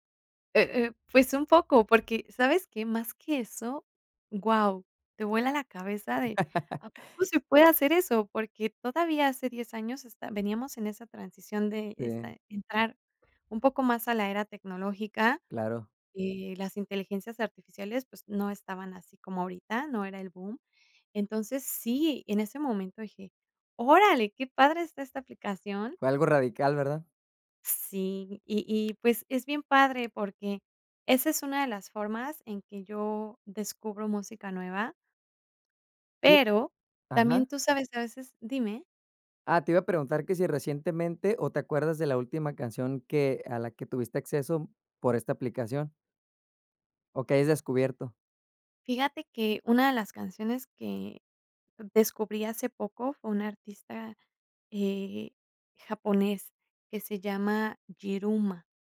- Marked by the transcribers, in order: laugh; unintelligible speech
- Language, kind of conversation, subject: Spanish, podcast, ¿Cómo descubres música nueva hoy en día?